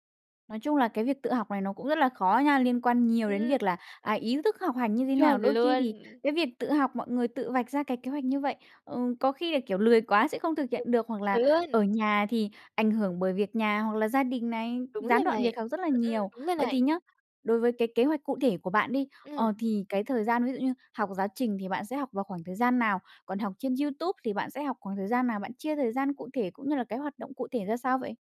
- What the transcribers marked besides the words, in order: other background noise; tapping
- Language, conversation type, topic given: Vietnamese, podcast, Bạn có thể kể về lần tự học thành công nhất của mình không?